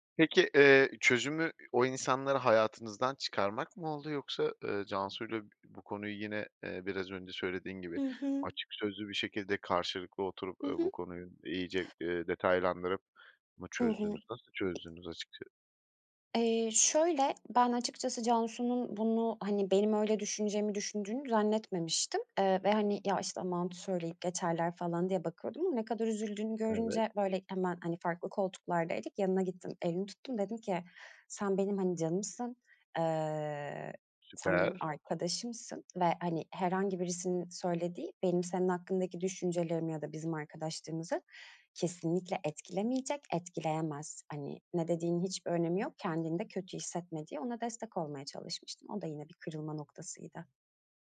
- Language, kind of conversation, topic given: Turkish, podcast, En yakın dostluğunuz nasıl başladı, kısaca anlatır mısınız?
- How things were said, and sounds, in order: tapping; other background noise